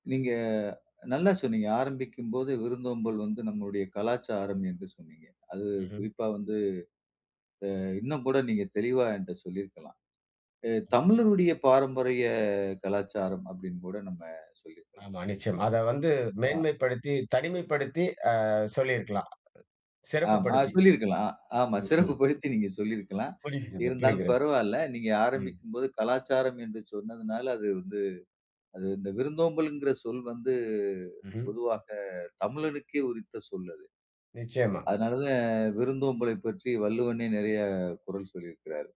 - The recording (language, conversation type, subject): Tamil, podcast, உங்கள் வீட்டின் விருந்தோம்பல் எப்படி இருக்கும் என்று சொல்ல முடியுமா?
- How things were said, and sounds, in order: none